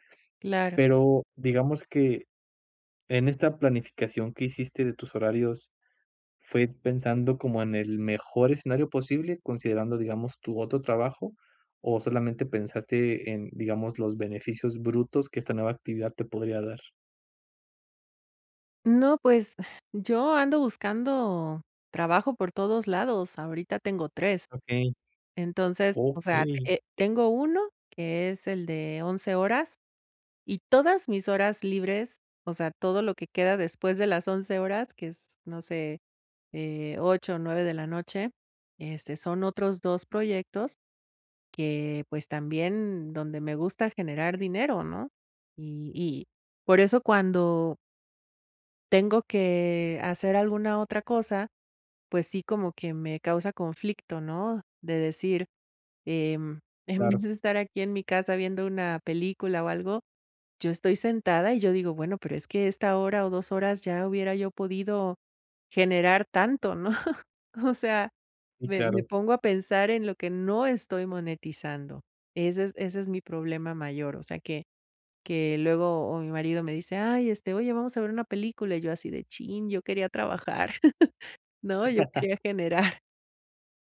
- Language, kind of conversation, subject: Spanish, advice, ¿Por qué me siento culpable al descansar o divertirme en lugar de trabajar?
- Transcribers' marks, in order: other noise; stressed: "Okey"; laugh; laugh; other background noise; laughing while speaking: "generar"